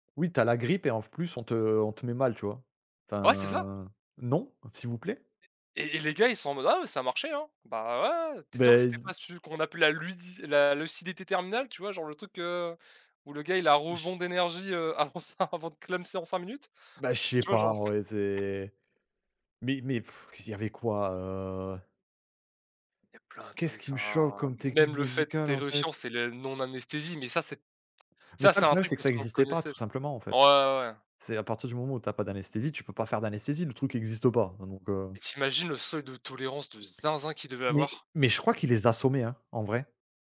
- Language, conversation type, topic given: French, unstructured, Qu’est-ce qui te choque dans certaines pratiques médicales du passé ?
- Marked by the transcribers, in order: chuckle; laughing while speaking: "avant sa avant de clamser en cinq minutes"; other background noise; sigh; unintelligible speech; stressed: "zinzin"